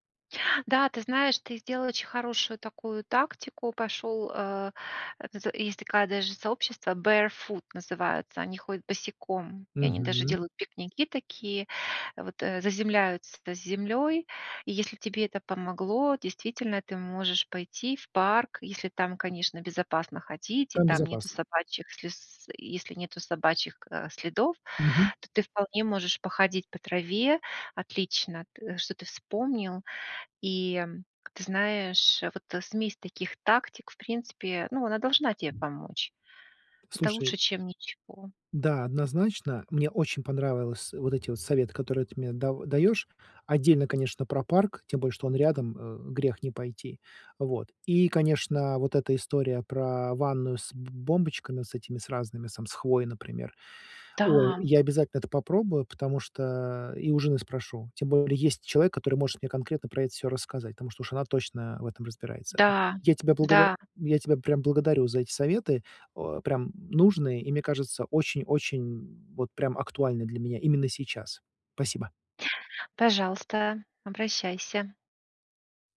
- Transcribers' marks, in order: tapping; other background noise
- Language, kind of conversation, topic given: Russian, advice, Как создать спокойную вечернюю рутину, чтобы лучше расслабляться?